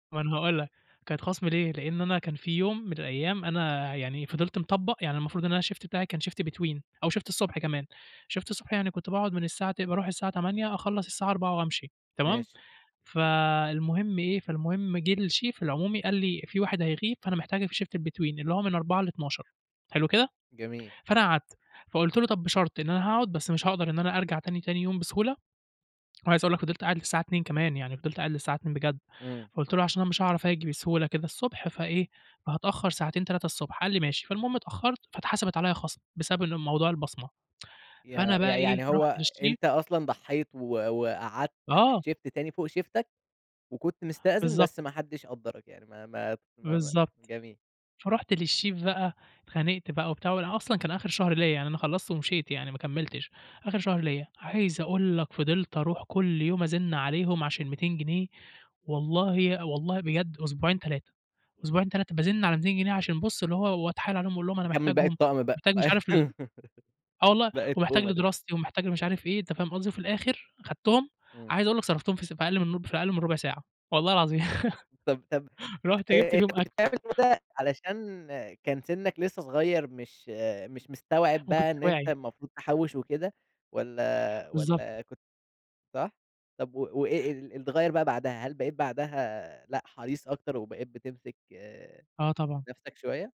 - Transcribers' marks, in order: in English: "الشيفت"; in English: "شيفت between"; in English: "شيفت"; in English: "شيفت"; in English: "الشيف"; in English: "شيفت الbetween"; tsk; in English: "للشيف"; in English: "شيفت"; in English: "شيفتك"; in English: "للشيف"; laugh; unintelligible speech; laugh
- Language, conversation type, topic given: Arabic, podcast, بتفضل تدّخر النهارده ولا تصرف عشان تستمتع بالحياة؟